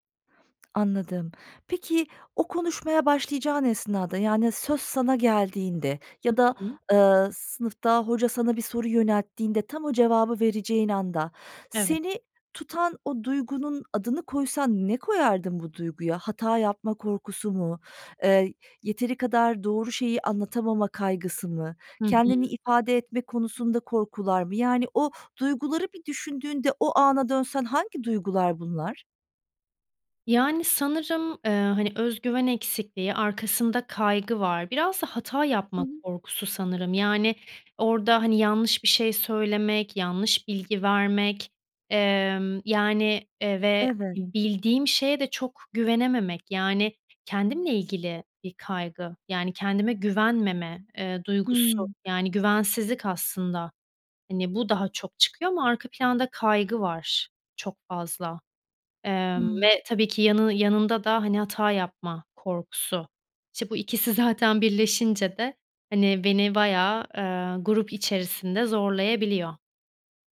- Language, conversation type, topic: Turkish, advice, Topluluk önünde konuşurken neden özgüven eksikliği yaşıyorum?
- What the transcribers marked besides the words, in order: other background noise; laughing while speaking: "ikisi"